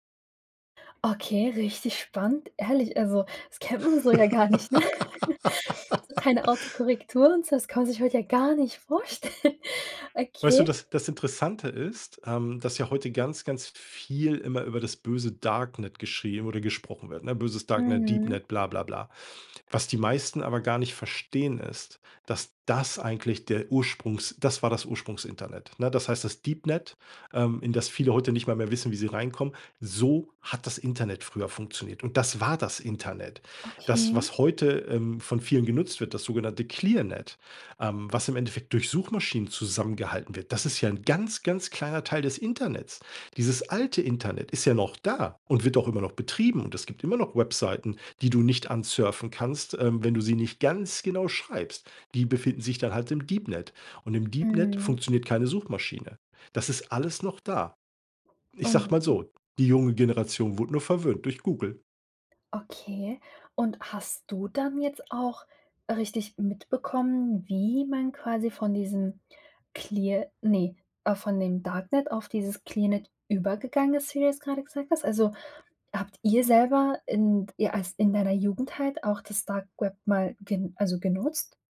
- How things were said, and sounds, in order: laugh; giggle; laughing while speaking: "vorstellen"; stressed: "das"; stressed: "so"; stressed: "wie"
- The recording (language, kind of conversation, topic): German, podcast, Wie hat Social Media deine Unterhaltung verändert?